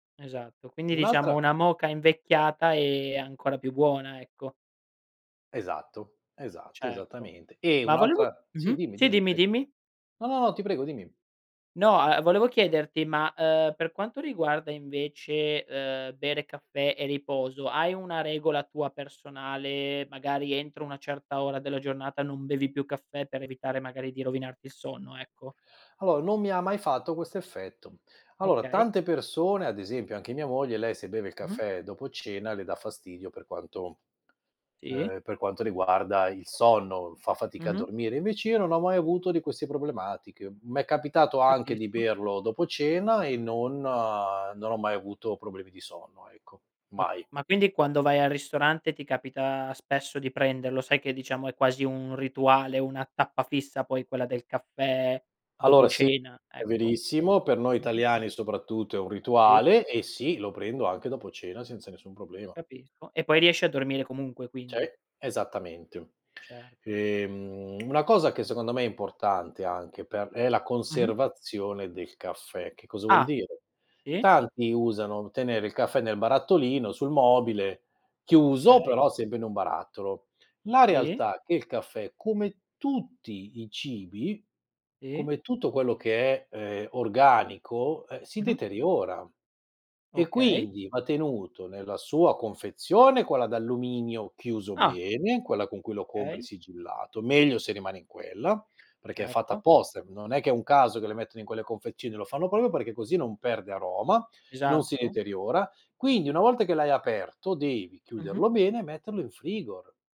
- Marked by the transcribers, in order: "Allora" said as "alloa"; other background noise; "Okay" said as "kay"; "confezioni" said as "confecini"; "proprio" said as "propio"; "frigo" said as "frogor"
- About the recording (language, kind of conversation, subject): Italian, podcast, Come bilanci la caffeina e il riposo senza esagerare?
- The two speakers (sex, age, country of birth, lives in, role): male, 25-29, Italy, Italy, host; male, 50-54, Italy, Italy, guest